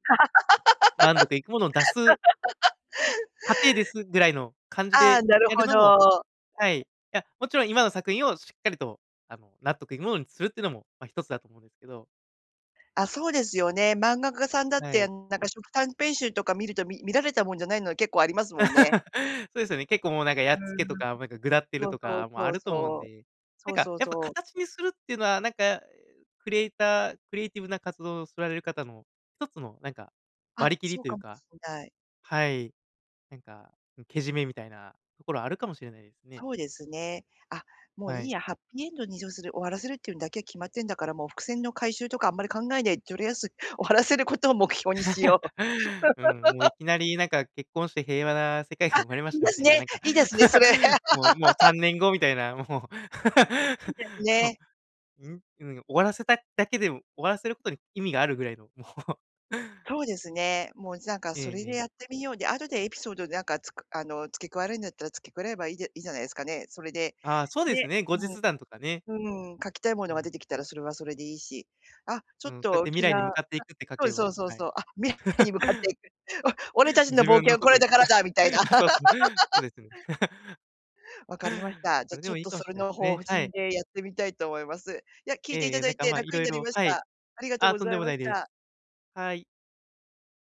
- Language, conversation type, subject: Japanese, advice, 毎日短時間でも創作を続けられないのはなぜですか？
- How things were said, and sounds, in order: laugh; other background noise; "初期" said as "しょく"; laugh; laugh; laughing while speaking: "終わらせることを目標にしよう"; anticipating: "あ、いいですね、いいですね、それ"; laugh; laugh; unintelligible speech; laughing while speaking: "もう"; laugh; laughing while speaking: "あ、そうす、そうですね"; laugh